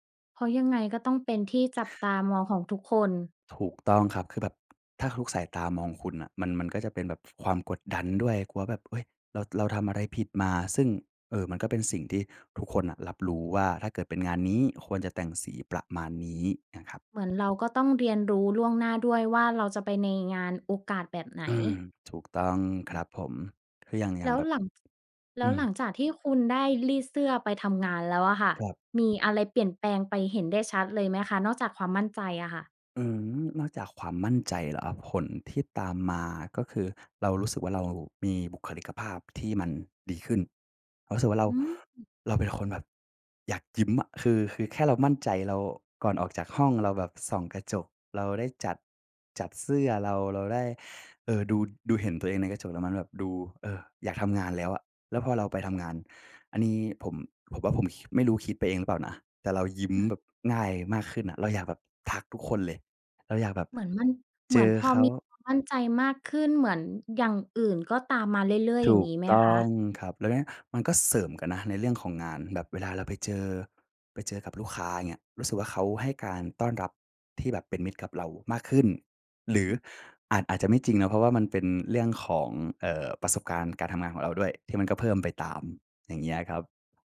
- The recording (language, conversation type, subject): Thai, podcast, การแต่งตัวส่งผลต่อความมั่นใจของคุณมากแค่ไหน?
- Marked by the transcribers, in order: tapping; other background noise